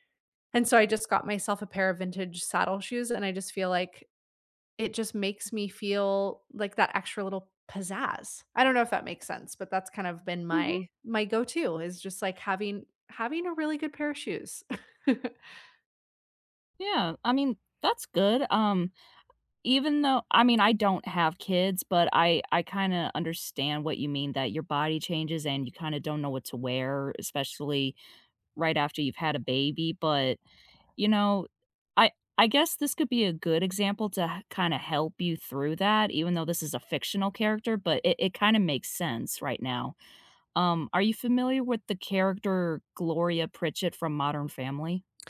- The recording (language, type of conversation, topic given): English, unstructured, What part of your style feels most like you right now, and why does it resonate with you?
- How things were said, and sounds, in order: chuckle; other background noise; tapping